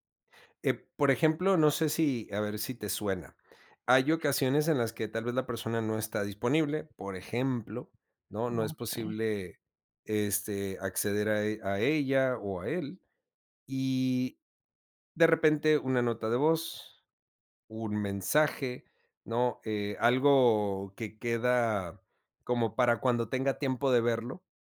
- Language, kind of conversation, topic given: Spanish, podcast, ¿Prefieres comunicarte por llamada, mensaje o nota de voz?
- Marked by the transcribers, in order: other background noise